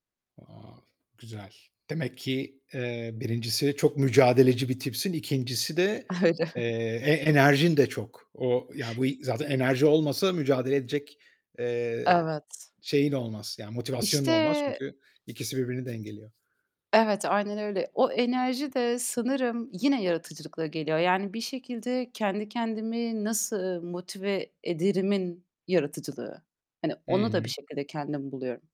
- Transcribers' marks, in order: in English: "Wow"; other background noise; laughing while speaking: "Öyle"; distorted speech
- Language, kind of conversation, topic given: Turkish, podcast, Yaratıcı tıkanıklık yaşadığında ne yaparsın?